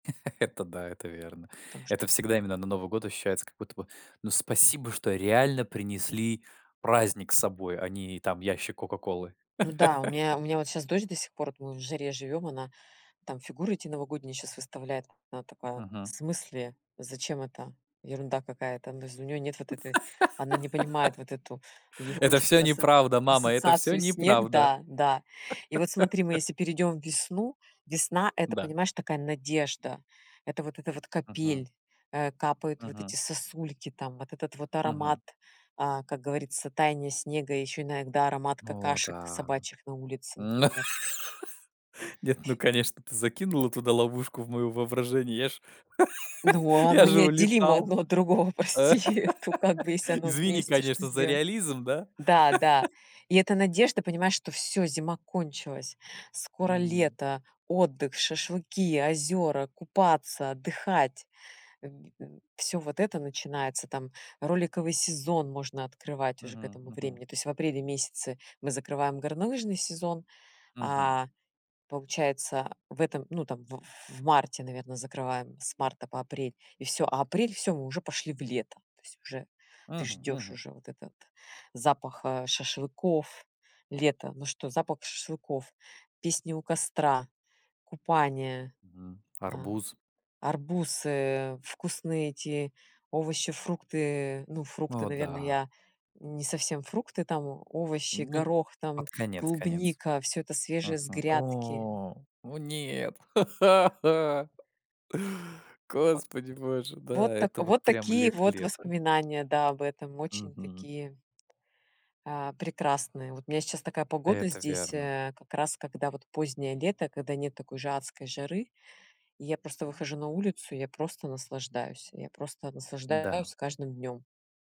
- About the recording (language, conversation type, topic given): Russian, podcast, Что в смене времён года вызывает у тебя восторг?
- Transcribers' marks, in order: laugh; laugh; laugh; laugh; laugh; other background noise; laugh; laughing while speaking: "прости"; laugh; tapping; disgusted: "О, о нет"; chuckle